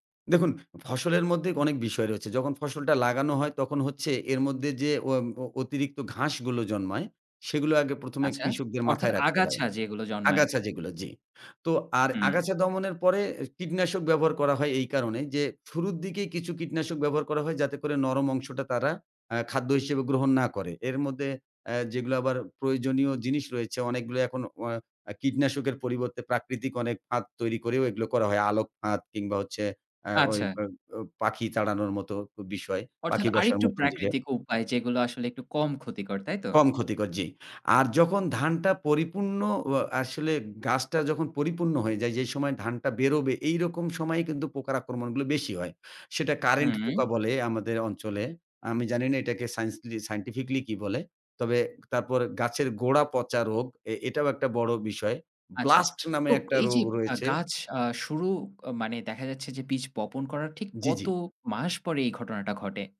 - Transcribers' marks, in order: other background noise; tapping; unintelligible speech
- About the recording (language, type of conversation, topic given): Bengali, podcast, বার্ষিক ফসলের মৌসুমি চক্র নিয়ে আপনার কি কোনো ব্যক্তিগত অভিজ্ঞতা আছে?